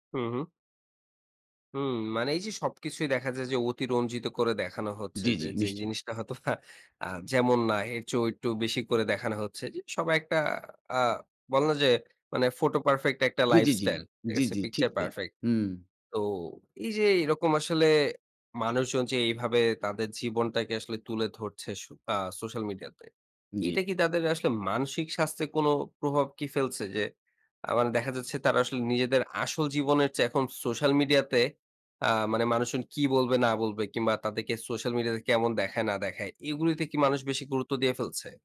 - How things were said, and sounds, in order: scoff; in English: "ফটো পারফেক্ট"; in English: "পিকচার পারফেক"; "পারফেক্ট" said as "পারফেক"; tapping
- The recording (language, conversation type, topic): Bengali, podcast, সামাজিক যোগাযোগমাধ্যম কীভাবে গল্প বলার ধরন বদলে দিয়েছে বলে আপনি মনে করেন?